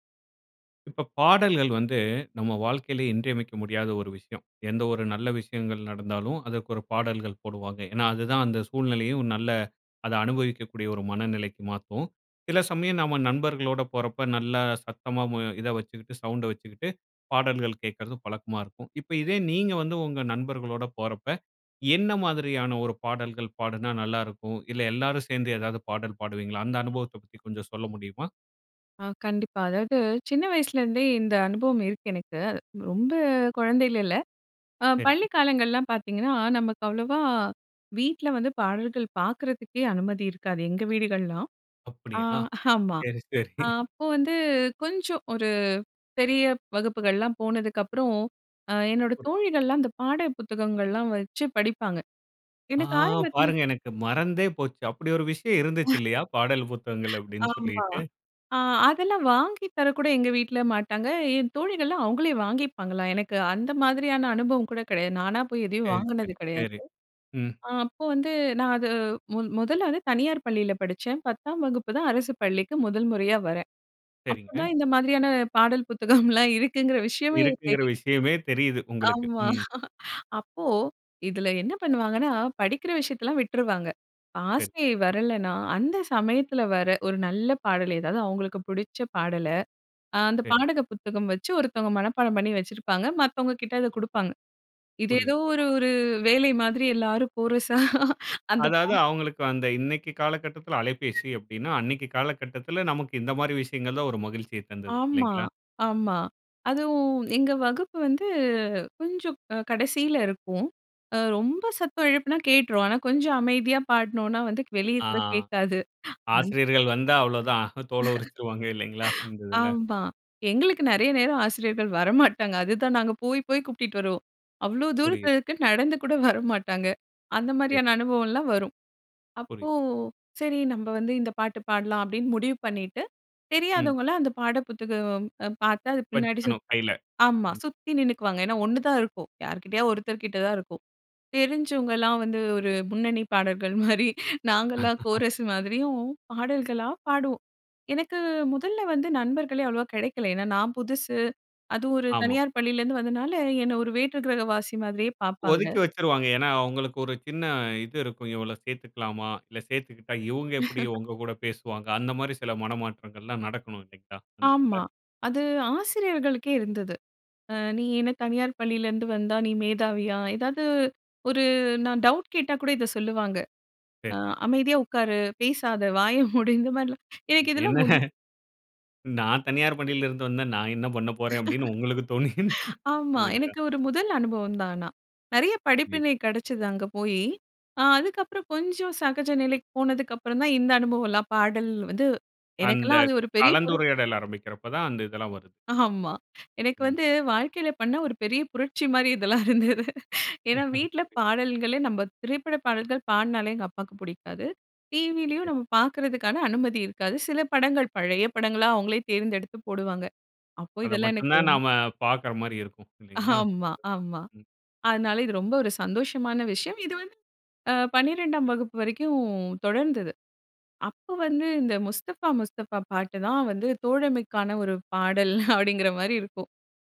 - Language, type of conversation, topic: Tamil, podcast, நீங்களும் உங்கள் நண்பர்களும் சேர்ந்து எப்போதும் பாடும் பாடல் எது?
- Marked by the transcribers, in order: anticipating: "இப்ப இதே நீங்க வந்து உங்க … கொஞ்சம் சொல்ல முடியுமா?"; "சரிங்க" said as "சரிங்"; "வீடுகள்லலாம்" said as "வீடுகள்லாம்"; laughing while speaking: "சரி, சரி"; laughing while speaking: "ஆமா"; surprised: "ஆ! பாருங்க எனக்கு மறந்தே போச்சு … புத்தகங்கள் அப்படின்னு சொல்லிட்டு"; laughing while speaking: "ஆமா"; wind; laughing while speaking: "புத்தகம்லாம் இருக்குங்கிற விஷயமே"; laughing while speaking: "ஆமா"; "பாடல்" said as "பாடக"; tapping; laughing while speaking: "கோரசா அந்தப் பாட்"; blowing; other background noise; laugh; laughing while speaking: "வரமாட்டாங்க"; "கூப்டுட்டு" said as "கூப்டிட்டு"; laughing while speaking: "வரமாட்டாங்க"; "பாடல்" said as "பாட"; "பாடகர்கள்" said as "பாடர்கள்"; laughing while speaking: "மாரி, நாங்கலாம் கோரஸ் மாதிரியும்"; laugh; laugh; laughing while speaking: "வாய மூடு இந்த மாதிரிலாம்"; laughing while speaking: "என்ன?"; unintelligible speech; "பள்ளியில" said as "பனிலருந்து"; laughing while speaking: "ஆமா"; laughing while speaking: "தோனி"; laughing while speaking: "ஆமா"; laughing while speaking: "இதெல்லாம் இருந்தது"; laugh; laughing while speaking: "ஆமா"; drawn out: "வரைக்கும்"; laughing while speaking: "அப்படின்கிற மாரி இருக்கும்"